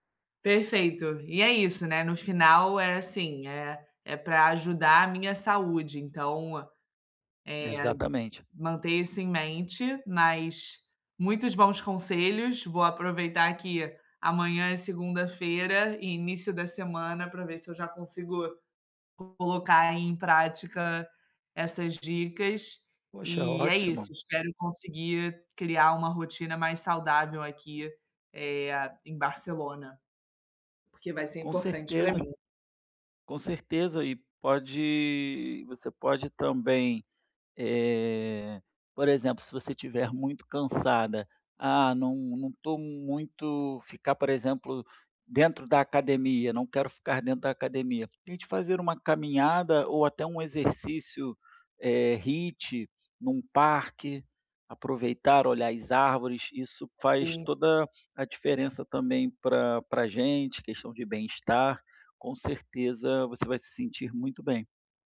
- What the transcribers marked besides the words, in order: tapping; other background noise; in English: "HIIT"
- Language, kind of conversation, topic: Portuguese, advice, Como posso ser mais consistente com os exercícios físicos?